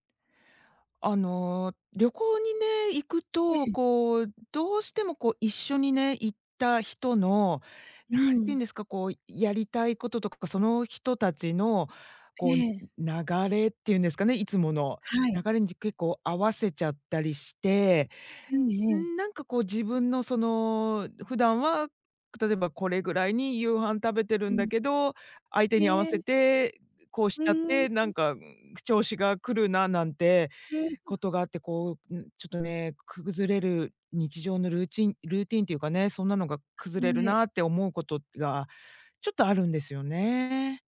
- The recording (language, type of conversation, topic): Japanese, advice, 旅行や出張で日常のルーティンが崩れるのはなぜですか？
- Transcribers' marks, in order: tapping; other background noise